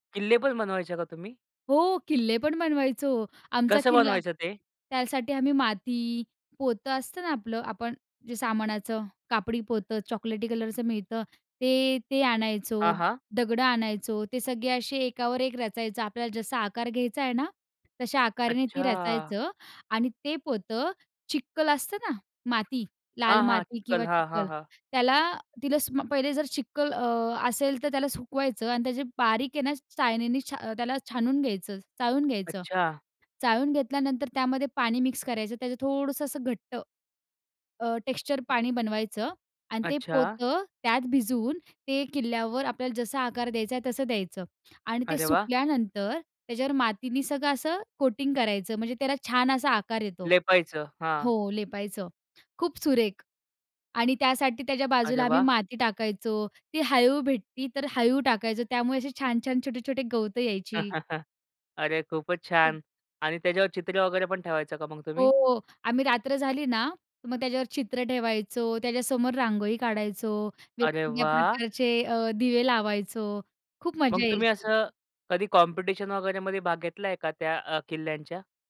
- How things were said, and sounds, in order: other background noise; tapping; in English: "कोटिंग"; chuckle
- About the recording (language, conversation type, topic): Marathi, podcast, तुमचे सण साजरे करण्याची खास पद्धत काय होती?